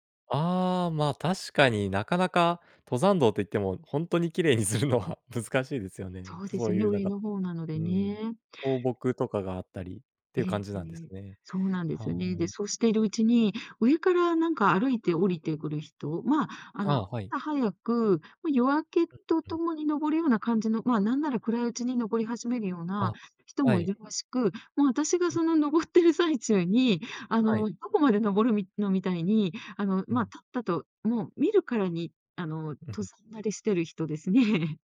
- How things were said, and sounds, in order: laughing while speaking: "するのは難しいですよね"; laughing while speaking: "登ってる最中に"; laughing while speaking: "ですね"
- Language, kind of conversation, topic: Japanese, podcast, 直感で判断して失敗した経験はありますか？